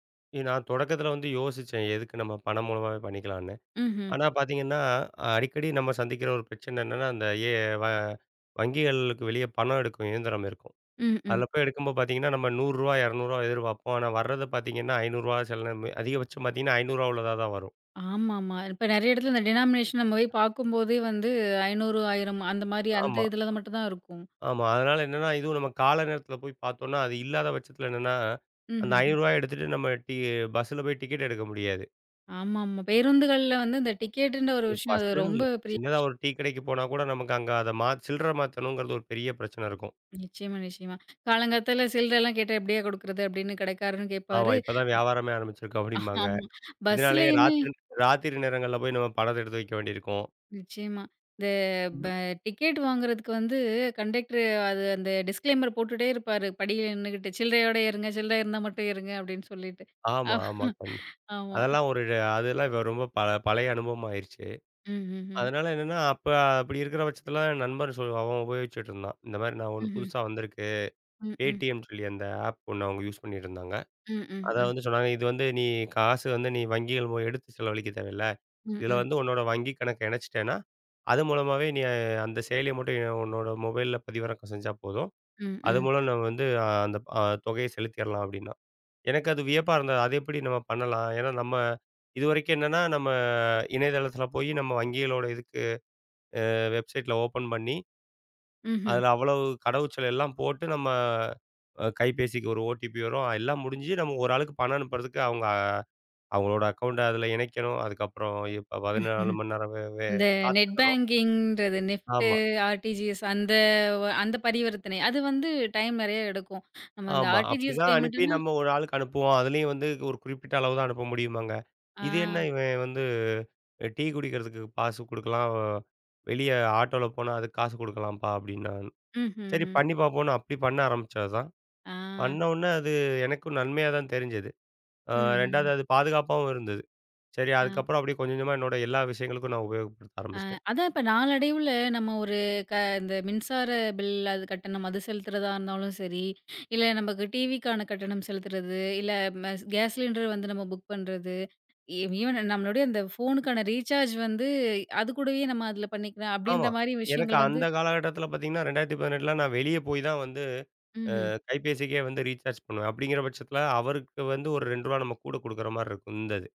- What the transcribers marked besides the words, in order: in English: "டினோமினேஸன்"; tapping; other background noise; other noise; chuckle; unintelligible speech; in English: "டிஸ்களைமர்"; chuckle; in English: "ஆப்"; in English: "யூஸ்"; in English: "வெப்சைட்ல ஓபன்"; in English: "ஓடிபி"; in English: "அக்கவுண்ட"; chuckle; in English: "நெட் பேங்கிங்ன்றது, நெஃப்ட்டு, ஆர்ட்டிஜிஎஸ்"; in English: "ஆர்ட்டிஜிஎஸ் பேமண்ட்ன்னா"; "காசு" said as "பாசு"; in English: "ஈவென்"; in English: "ரீசார்ஜ்"; in English: "ரீசார்ஜ்"
- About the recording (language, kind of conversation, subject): Tamil, podcast, பணத்தைப் பயன்படுத்தாமல் செய்யும் மின்னணு பணப்பரிமாற்றங்கள் உங்கள் நாளாந்த வாழ்க்கையின் ஒரு பகுதியாக எப்போது, எப்படித் தொடங்கின?